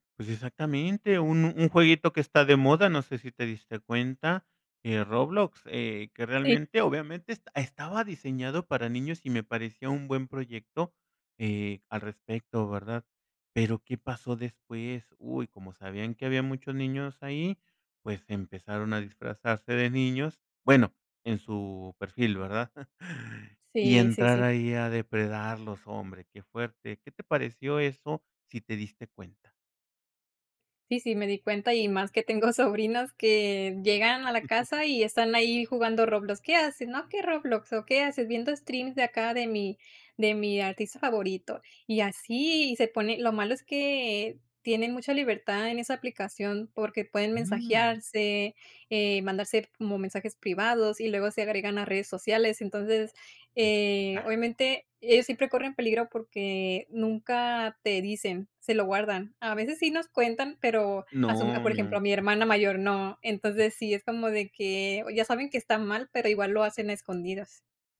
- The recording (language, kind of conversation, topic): Spanish, podcast, ¿Qué límites pones al compartir información sobre tu familia en redes sociales?
- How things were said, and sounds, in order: chuckle; laughing while speaking: "tengo sobrinos"; chuckle; in English: "streams"; other background noise